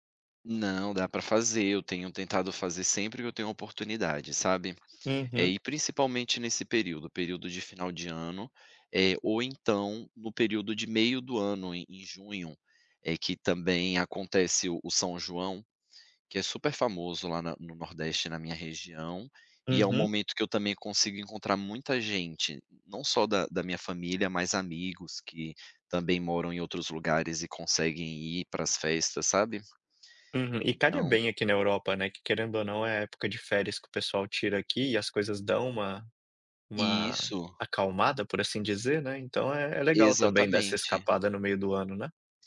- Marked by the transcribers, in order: none
- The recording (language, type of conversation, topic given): Portuguese, podcast, Qual festa ou tradição mais conecta você à sua identidade?